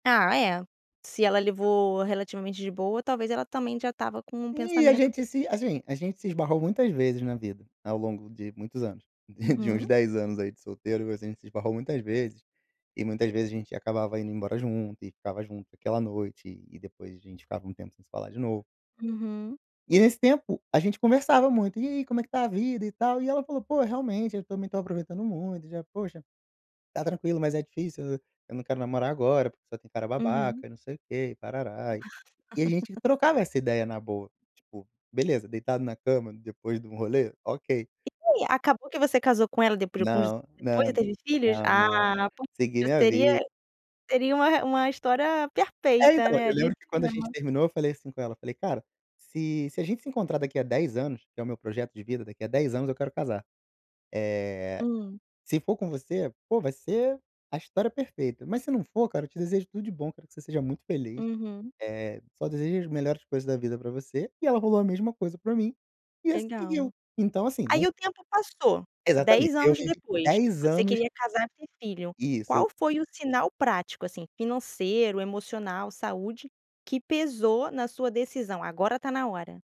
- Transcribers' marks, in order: laugh; other background noise
- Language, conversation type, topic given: Portuguese, podcast, Quando faz sentido ter filhos agora ou adiar a decisão?